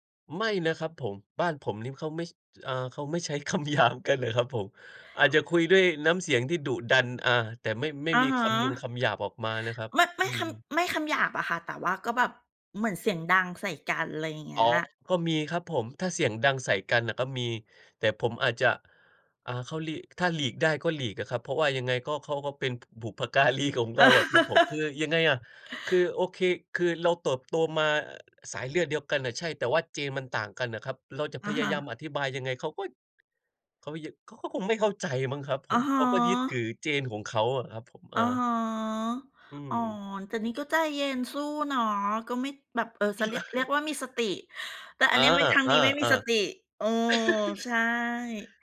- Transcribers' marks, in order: laughing while speaking: "คำหยาบกันนะครับผม"; other background noise; laugh; tapping; laugh; laugh
- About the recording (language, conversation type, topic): Thai, unstructured, เวลาทะเลาะกับคนในครอบครัว คุณทำอย่างไรให้ใจเย็นลง?